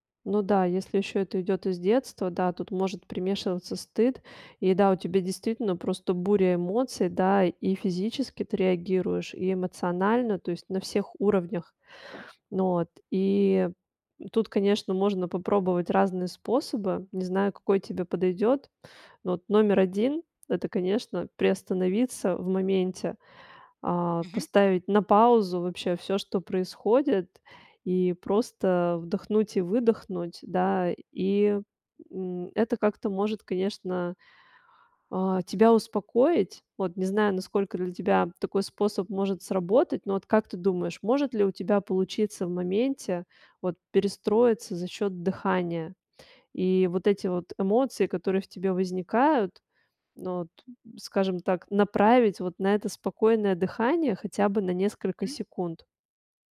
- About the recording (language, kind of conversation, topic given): Russian, advice, Как мне оставаться уверенным, когда люди критикуют мою работу или решения?
- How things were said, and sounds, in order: none